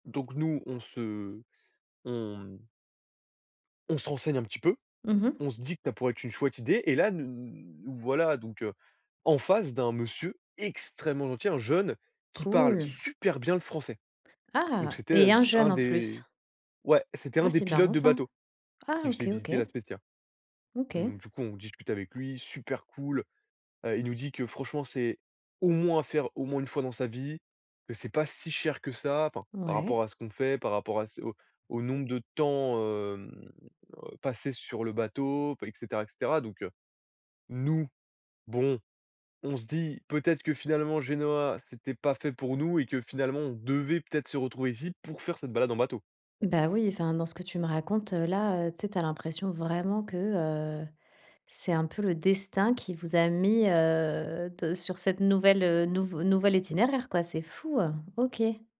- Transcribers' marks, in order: stressed: "extrêmement"; stressed: "si"; stressed: "devait"; stressed: "vraiment"
- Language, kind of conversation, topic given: French, podcast, As-tu déjà raté un train pour mieux tomber ailleurs ?